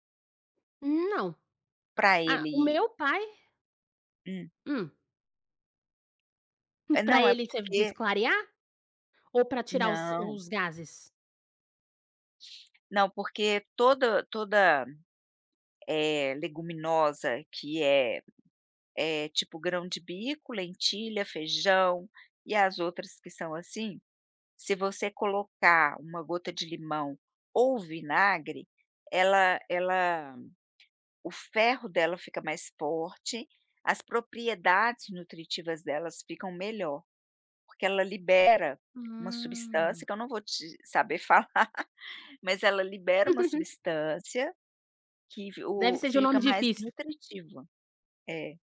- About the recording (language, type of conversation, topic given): Portuguese, podcast, Como a comida expressa suas raízes culturais?
- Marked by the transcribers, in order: tapping; other noise; laughing while speaking: "falar"; giggle